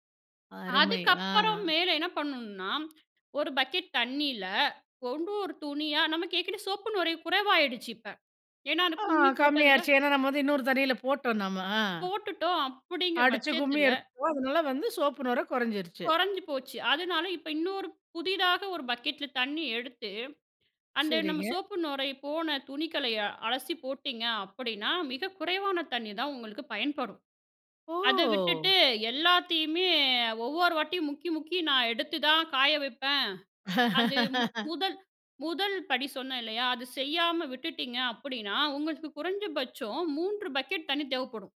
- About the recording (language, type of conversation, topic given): Tamil, podcast, நீர் சேமிப்பிற்கு நாள்தோறும் என்ன செய்யலாம்?
- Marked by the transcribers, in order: drawn out: "ஓ!"; laugh